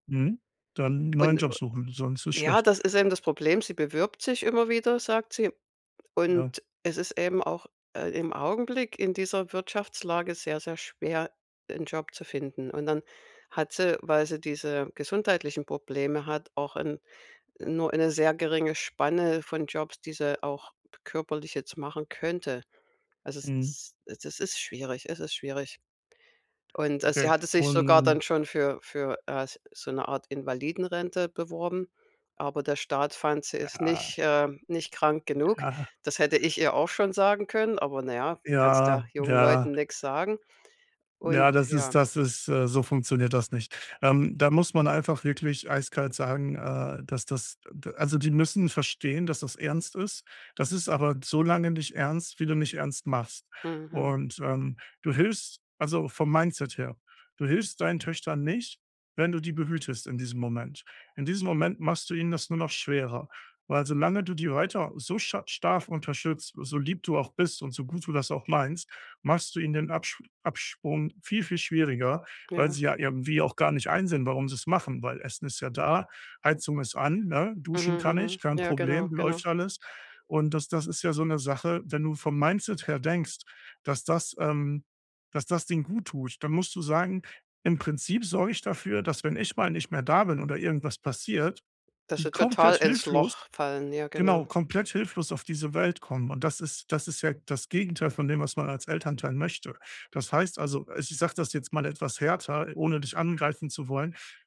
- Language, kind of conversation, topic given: German, advice, Wie kann ich tiefere Gespräche beginnen, ohne dass sich die andere Person unter Druck gesetzt fühlt?
- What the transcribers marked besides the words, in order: other noise; drawn out: "Ja"; drawn out: "Ja"; "stark" said as "starf"; other background noise